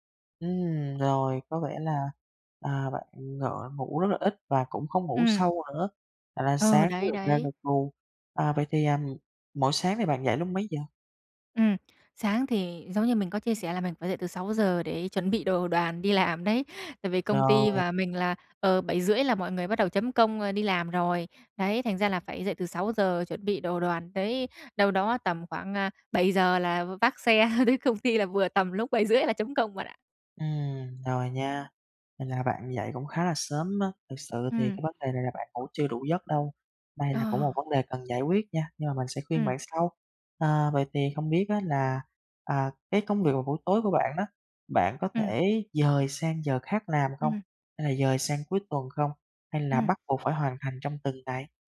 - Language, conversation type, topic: Vietnamese, advice, Làm sao để giảm căng thẳng sau giờ làm mỗi ngày?
- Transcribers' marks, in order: tapping; laughing while speaking: "tới"